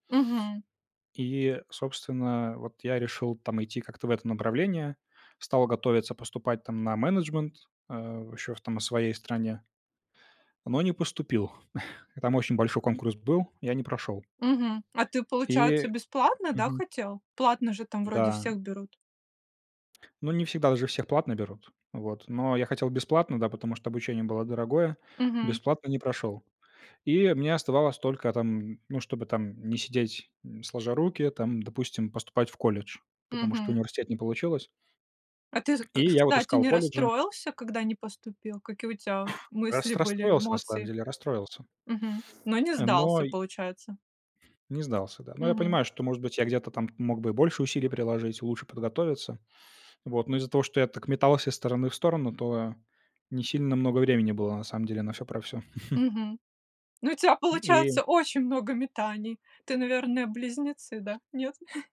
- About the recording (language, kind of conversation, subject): Russian, podcast, Как вы пришли к своей нынешней профессии?
- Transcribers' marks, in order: chuckle; tapping; sneeze; other background noise; chuckle; chuckle